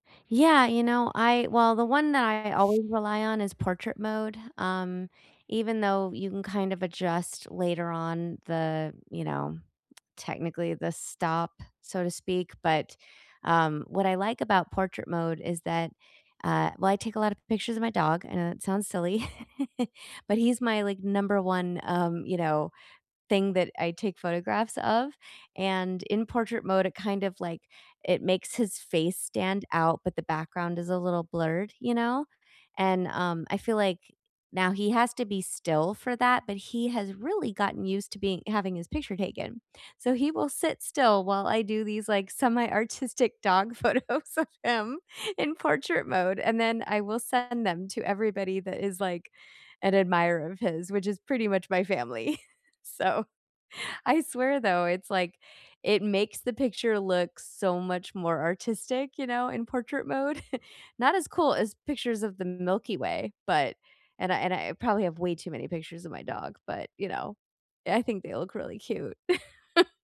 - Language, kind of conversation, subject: English, unstructured, Which phone camera features do you rely on most, and what simple tips have genuinely improved your photos?
- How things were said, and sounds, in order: other background noise; chuckle; laughing while speaking: "photos of him"; chuckle; chuckle; chuckle